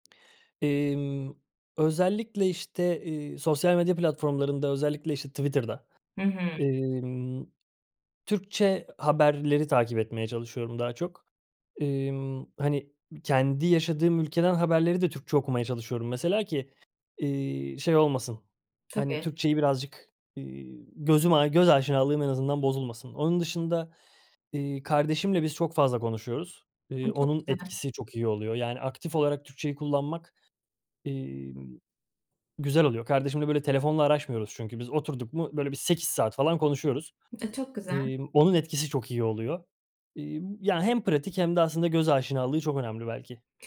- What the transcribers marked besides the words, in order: none
- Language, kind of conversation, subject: Turkish, podcast, Dilini korumak ve canlı tutmak için günlük hayatında neler yapıyorsun?